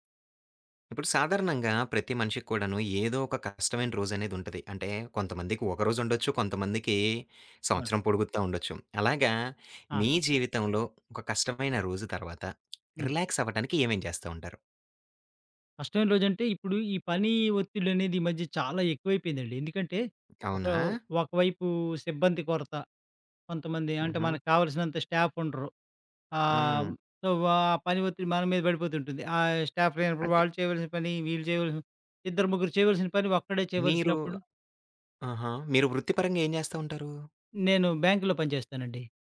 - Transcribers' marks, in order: tapping; lip trill; in English: "రిలాక్స్"; in English: "స్టాఫ్"; in English: "సో"; in English: "స్టాఫ్"; in English: "బ్యాంక్‌లో"
- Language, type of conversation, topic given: Telugu, podcast, ఒక కష్టమైన రోజు తర్వాత నువ్వు రిలాక్స్ అవడానికి ఏం చేస్తావు?